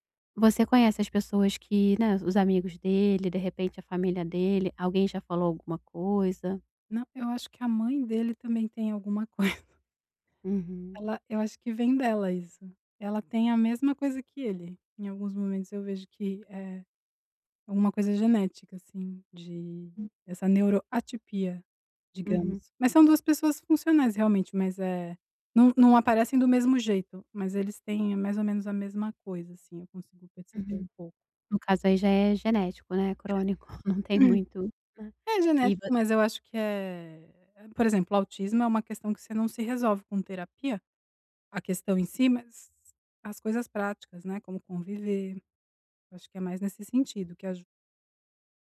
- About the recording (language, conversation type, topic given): Portuguese, advice, Como posso apoiar meu parceiro que enfrenta problemas de saúde mental?
- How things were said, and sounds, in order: laughing while speaking: "coisa"; other background noise; throat clearing; chuckle